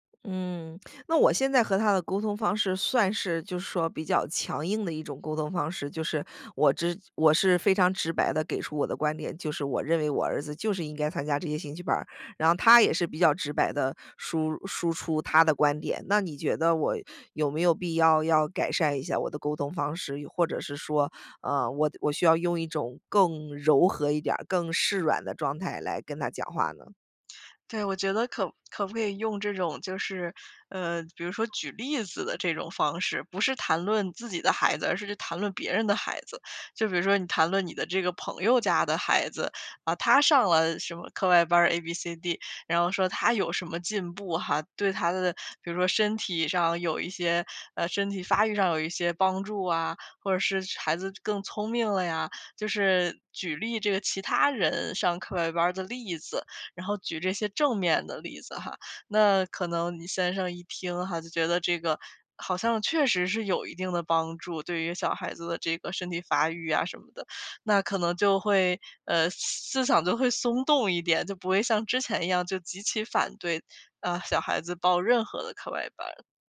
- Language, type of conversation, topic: Chinese, advice, 我该如何描述我与配偶在育儿方式上的争执？
- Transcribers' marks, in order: none